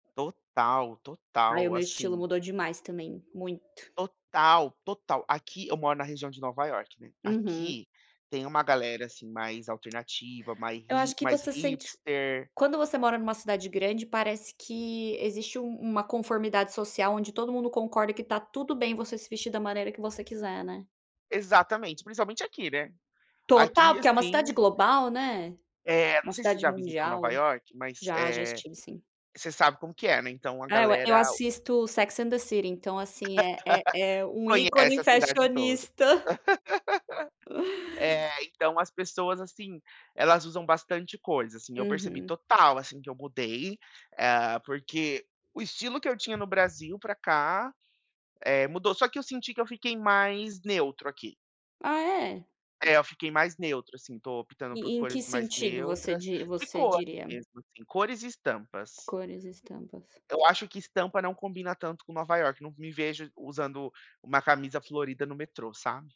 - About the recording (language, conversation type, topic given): Portuguese, unstructured, Como você descreveria seu estilo pessoal?
- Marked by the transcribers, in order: tapping; in English: "hipster"; laugh; other background noise